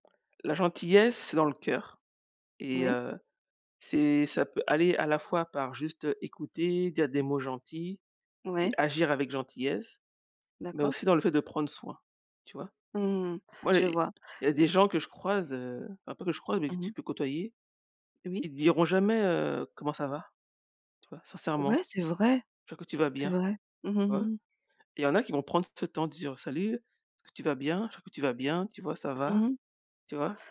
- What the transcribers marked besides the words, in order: none
- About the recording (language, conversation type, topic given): French, unstructured, Que signifie la gentillesse pour toi ?